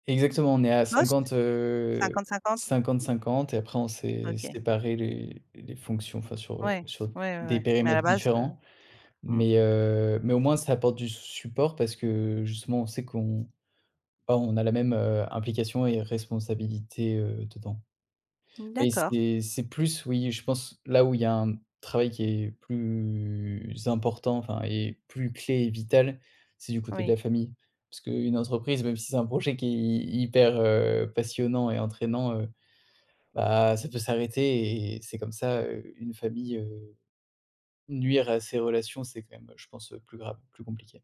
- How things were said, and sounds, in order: other background noise; drawn out: "plus"
- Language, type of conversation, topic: French, podcast, Comment parvenez-vous à concilier travail et vie de famille ?